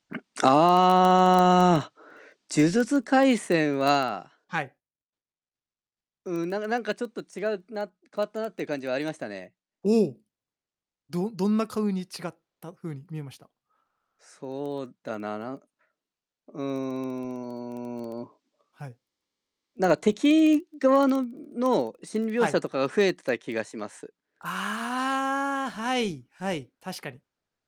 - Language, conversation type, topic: Japanese, unstructured, 普段、漫画やアニメはどのくらい見ますか？
- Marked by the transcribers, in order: distorted speech; drawn out: "うーん"